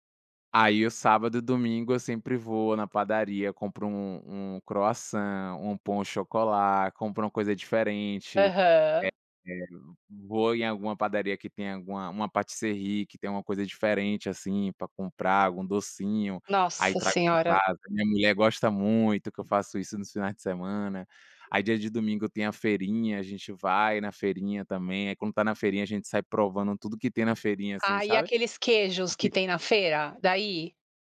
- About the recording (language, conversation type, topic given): Portuguese, podcast, Como é a rotina matinal aí na sua família?
- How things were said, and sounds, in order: in French: "pain au chocolat"; in French: "pâtisserie"